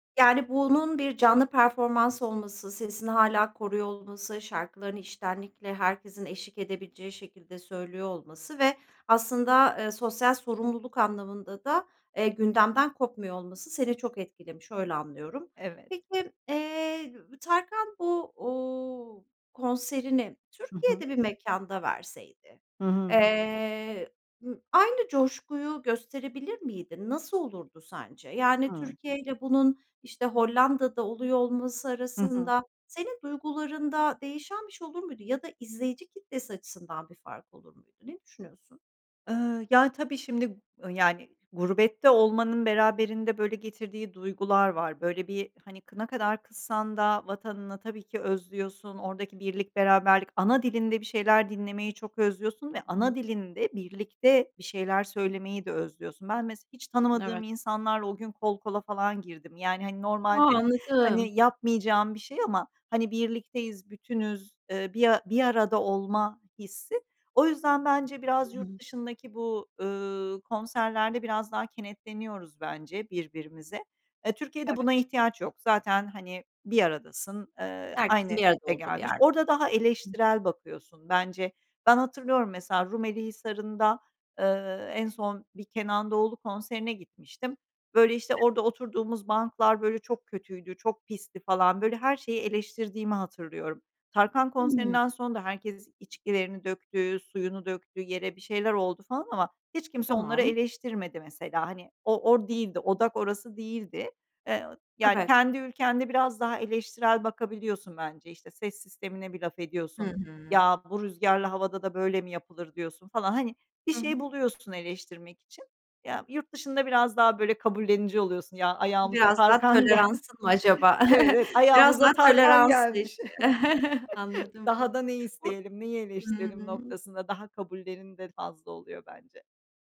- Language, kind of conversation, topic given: Turkish, podcast, Canlı konserler senin için ne ifade eder?
- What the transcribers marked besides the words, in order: tapping; other noise; other background noise; unintelligible speech; laughing while speaking: "gel Evet, evet, ayağımıza Tarkan gelmiş"; chuckle